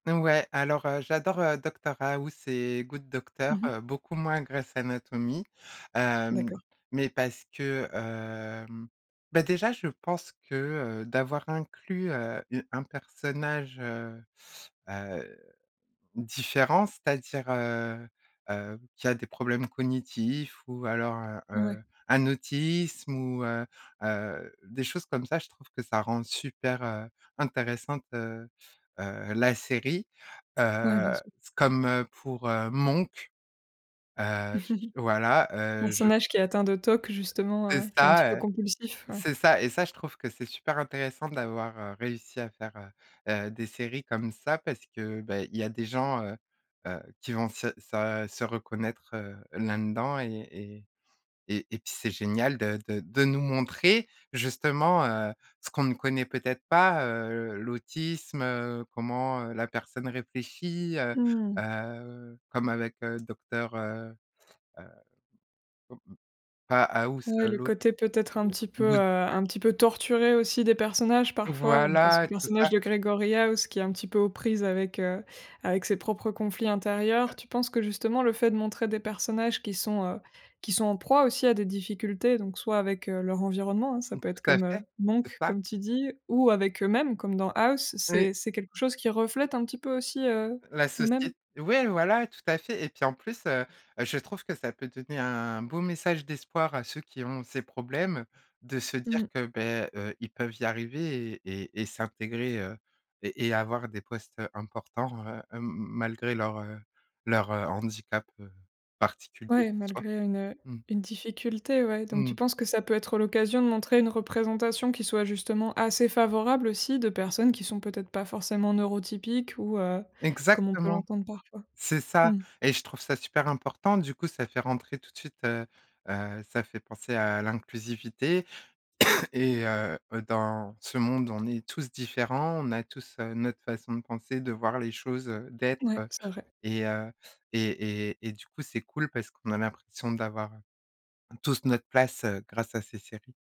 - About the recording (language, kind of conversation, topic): French, podcast, Les séries télé reflètent-elles vraiment la société d’aujourd’hui ?
- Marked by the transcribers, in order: chuckle; "là-dedans" said as "lindedans"; stressed: "montrer"; stressed: "Voilà"; stressed: "Exactement"; cough; stressed: "tous"